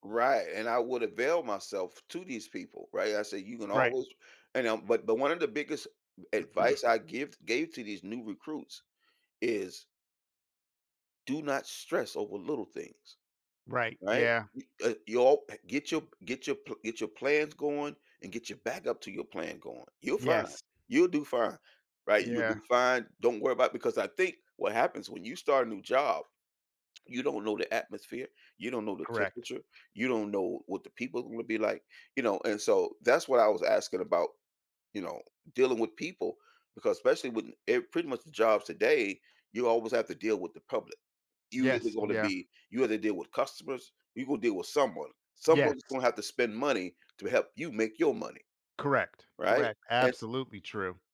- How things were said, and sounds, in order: throat clearing
- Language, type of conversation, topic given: English, podcast, What helps someone succeed and feel comfortable when starting a new job?